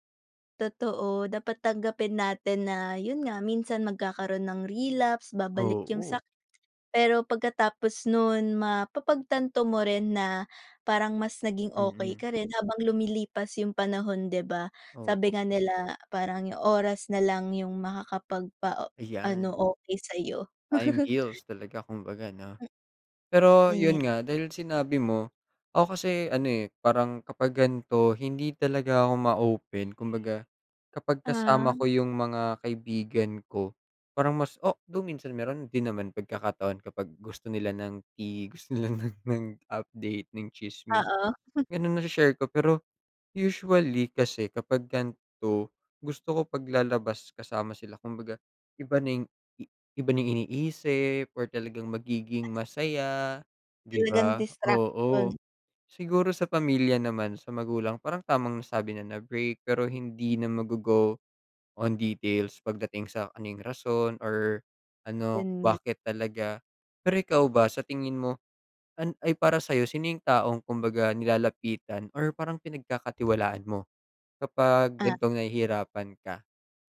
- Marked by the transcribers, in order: other background noise; tapping
- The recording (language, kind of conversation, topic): Filipino, unstructured, Paano mo tinutulungan ang iyong sarili na makapagpatuloy sa kabila ng sakit?